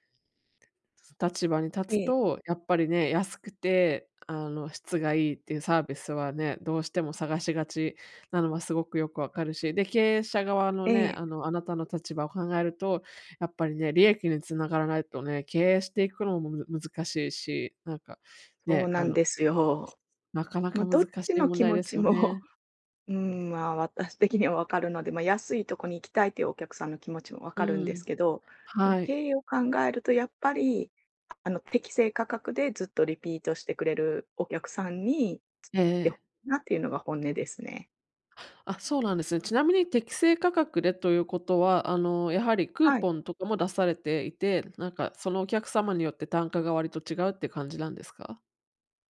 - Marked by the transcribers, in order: tapping; other noise; other background noise
- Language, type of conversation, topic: Japanese, advice, 社会の期待と自分の価値観がぶつかったとき、どう対処すればいいですか？